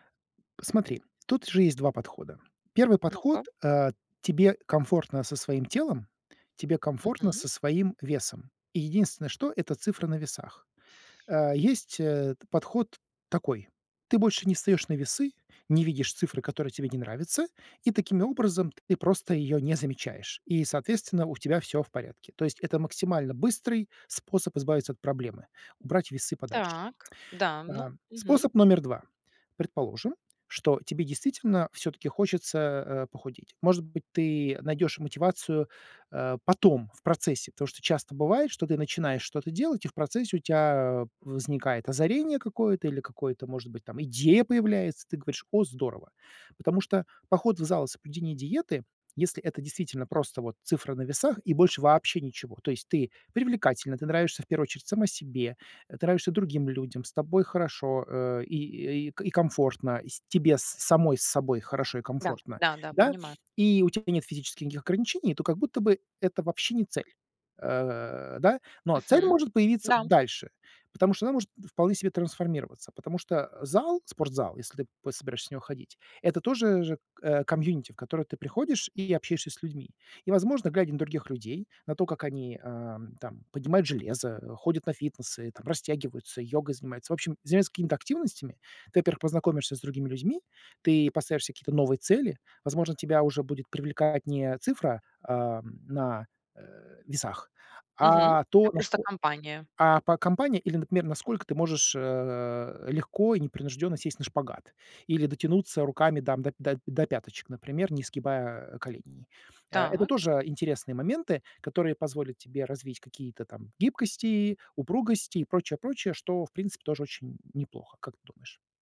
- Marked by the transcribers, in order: tapping; other background noise; "тебя" said as "теа"
- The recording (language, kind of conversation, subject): Russian, advice, Как поставить реалистичную и достижимую цель на год, чтобы не терять мотивацию?